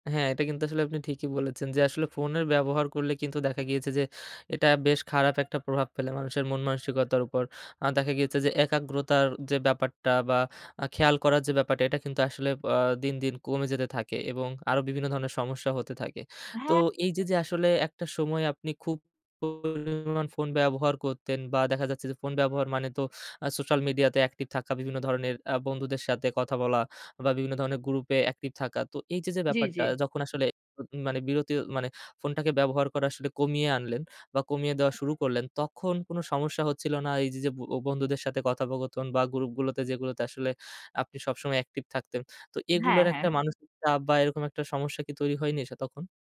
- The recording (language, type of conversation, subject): Bengali, podcast, রাতে ফোনের পর্দা থেকে দূরে থাকতে আপনার কেমন লাগে?
- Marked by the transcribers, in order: other background noise; other noise